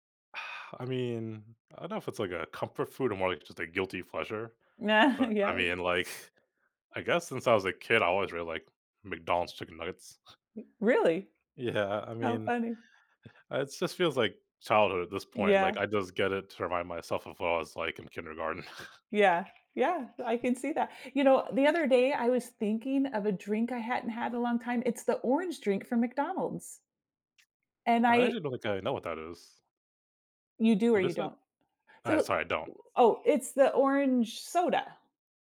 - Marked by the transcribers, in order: sigh; chuckle; chuckle; other background noise; tapping
- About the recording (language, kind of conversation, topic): English, unstructured, How do certain foods bring us comfort or remind us of home?
- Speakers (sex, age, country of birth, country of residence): female, 55-59, United States, United States; male, 25-29, United States, United States